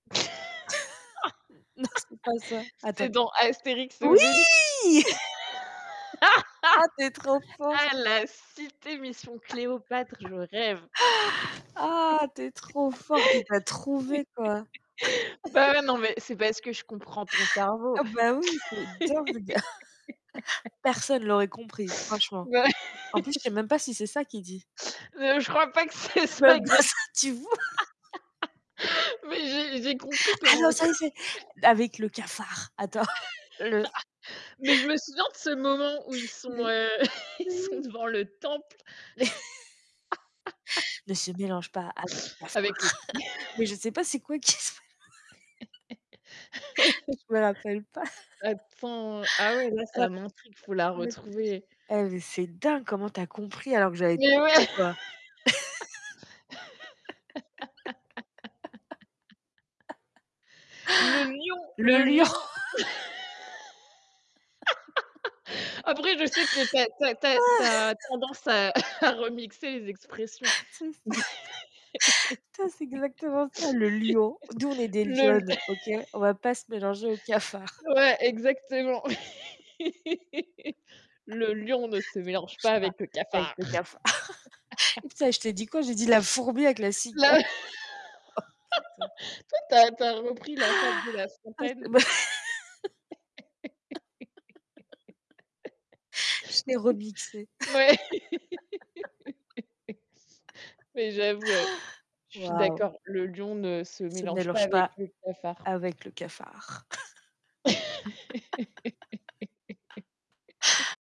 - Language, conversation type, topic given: French, unstructured, Quels sont les avantages et les inconvénients du télétravail ?
- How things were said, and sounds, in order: laugh; distorted speech; chuckle; anticipating: "Oui !"; stressed: "Oui"; laugh; chuckle; laugh; gasp; laugh; laugh; stressed: "dingue"; laugh; laugh; laughing while speaking: "Heu, je crois pas que ce soit exac"; laughing while speaking: "C'est même pas ça, tu vois ?"; laugh; anticipating: "Ah non ! ça y est, c'est"; laughing while speaking: "tu"; put-on voice: "avec le cafard"; laugh; chuckle; chuckle; laughing while speaking: "ils sont devant le temple"; chuckle; static; put-on voice: "Ne se mélange pas avec le cafard"; laugh; laughing while speaking: "qui se mélan"; laugh; unintelligible speech; chuckle; stressed: "dingue"; unintelligible speech; laugh; laugh; stressed: "Ah"; chuckle; laughing while speaking: "ça"; chuckle; laughing while speaking: "à"; laugh; chuckle; laugh; chuckle; chuckle; laugh; laugh; laughing while speaking: "cigale. Oh"; laughing while speaking: "toi, tu as"; laugh; chuckle; laugh; laugh; other background noise; laugh; laugh